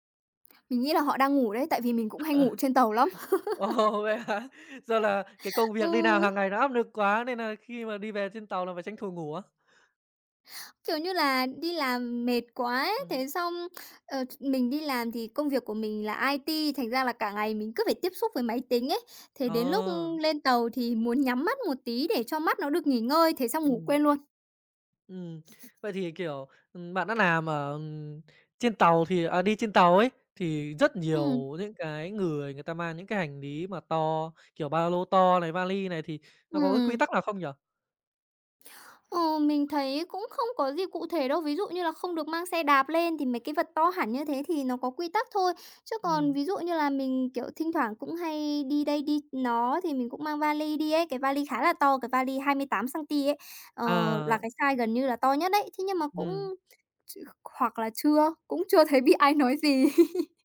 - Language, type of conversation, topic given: Vietnamese, podcast, Bạn có thể kể về một lần bạn bất ngờ trước văn hóa địa phương không?
- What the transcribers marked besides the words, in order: other background noise; laugh; laughing while speaking: "Wow, vậy hả?"; laugh; "làm" said as "nàm"; tapping; laughing while speaking: "bị ai nói"; chuckle